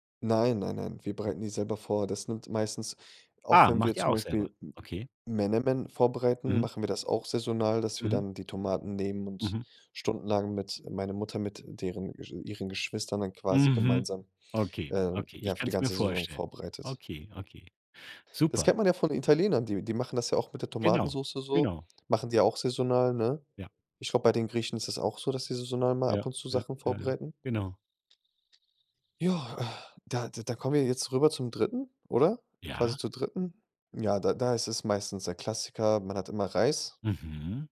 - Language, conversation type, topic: German, podcast, Wie planst du ein Menü für Gäste, ohne in Stress zu geraten?
- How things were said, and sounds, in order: other background noise